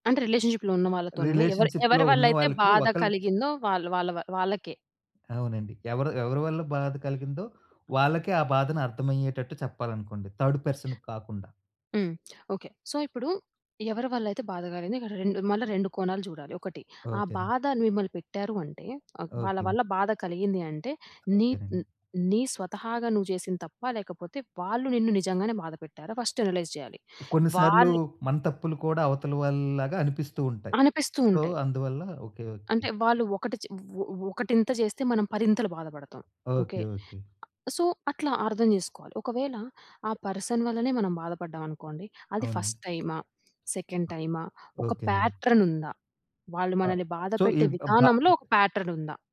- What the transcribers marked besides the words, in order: in English: "రిలేషన్‌షిప్‌లో"; in English: "రిలేషన్‌షిప్‌లో"; other background noise; in English: "థర్డ్ పర్సన్‌కి"; in English: "సో"; in English: "ఫస్ట్ అనలైజ్"; in English: "సో"; in English: "సో"; horn; in English: "పర్సన్"; in English: "ఫస్ట్"; in English: "సెకండ్"; in English: "ప్యాట్రన్"; in English: "సో"; in English: "ప్యాట్రన్"
- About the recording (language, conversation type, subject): Telugu, podcast, ఎవరి బాధను నిజంగా అర్థం చేసుకున్నట్టు చూపించాలంటే మీరు ఏ మాటలు అంటారు లేదా ఏం చేస్తారు?